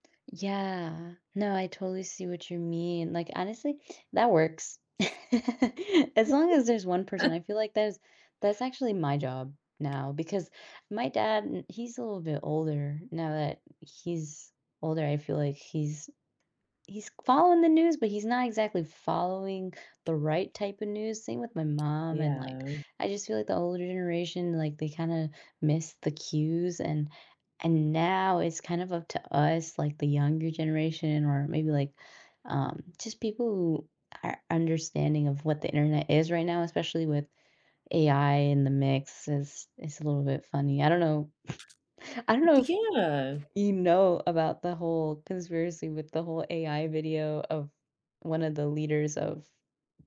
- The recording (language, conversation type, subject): English, unstructured, What is your favorite way to keep up with the news, and why does it work for you?
- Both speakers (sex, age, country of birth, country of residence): female, 20-24, United States, United States; female, 40-44, United States, United States
- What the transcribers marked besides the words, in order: laugh; other background noise; background speech; chuckle; chuckle